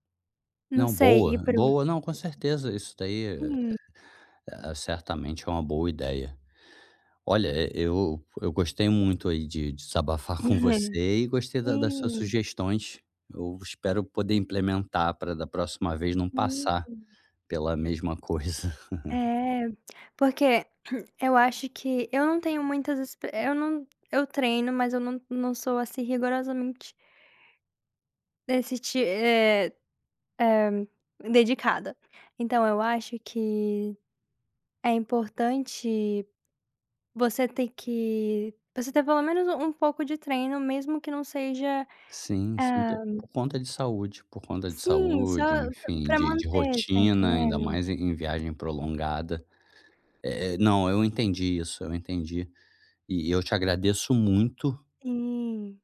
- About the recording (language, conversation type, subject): Portuguese, advice, Dificuldade em manter o treino durante viagens e mudanças de rotina
- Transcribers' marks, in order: tapping; chuckle; laugh; throat clearing; other background noise